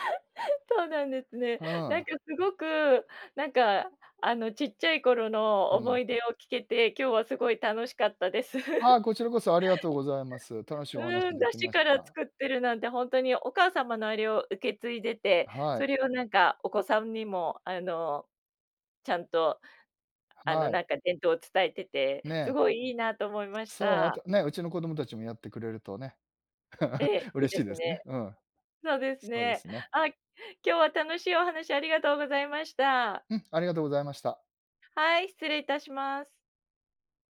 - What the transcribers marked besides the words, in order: laugh; laugh
- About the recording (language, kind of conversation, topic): Japanese, podcast, 子どもの頃、いちばん印象に残っている食べ物の思い出は何ですか？